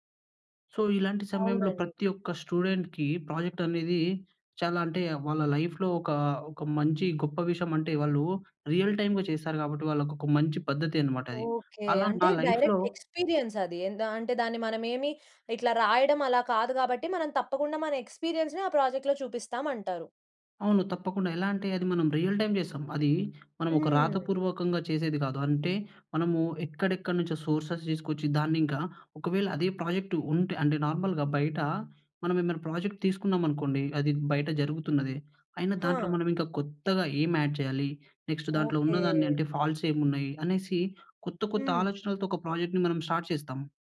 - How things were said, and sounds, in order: in English: "సో"; tapping; in English: "స్టూడెంట్‌కీ ప్రాజెక్ట్"; in English: "లైఫ్‌లో"; in English: "రియల్ టైమ్‌గా"; in English: "డైరెక్ట్ ఎక్స్‌పీరియన్స్"; in English: "లైఫ్‌లో"; in English: "ఎక్స్‌పీరియన్స్‌ని"; in English: "ప్రాజెక్ట్‌లో"; in English: "రియల్ టైమ్"; other background noise; in English: "సోర్సెస్"; in English: "ప్రాజెక్ట్"; in English: "నార్మల్‌గా"; in English: "ప్రాజెక్ట్"; in English: "యాడ్"; in English: "నెక్స్ట్"; in English: "ప్రాజెక్ట్‌ని"; in English: "స్టార్ట్"
- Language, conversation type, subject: Telugu, podcast, పాఠశాల లేదా కాలేజీలో మీరు బృందంగా చేసిన ప్రాజెక్టు అనుభవం మీకు ఎలా అనిపించింది?